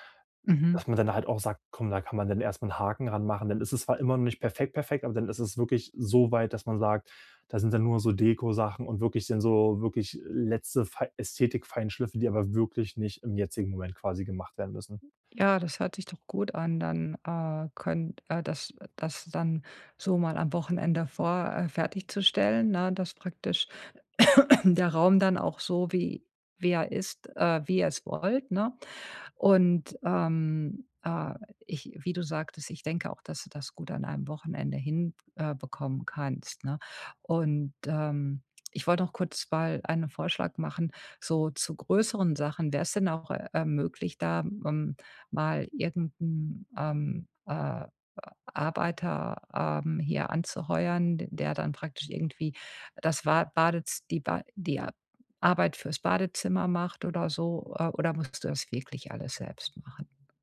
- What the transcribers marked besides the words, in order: cough
- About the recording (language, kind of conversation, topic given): German, advice, Wie kann ich Ruhe finden, ohne mich schuldig zu fühlen, wenn ich weniger leiste?